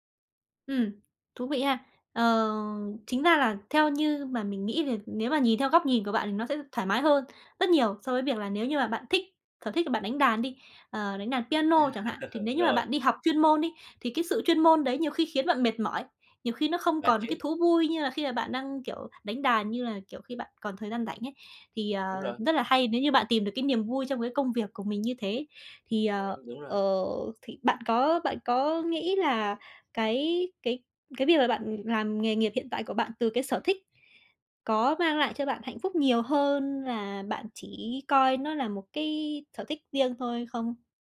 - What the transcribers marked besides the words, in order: tapping; laugh
- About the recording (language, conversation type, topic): Vietnamese, podcast, Bạn nghĩ sở thích có thể trở thành nghề không?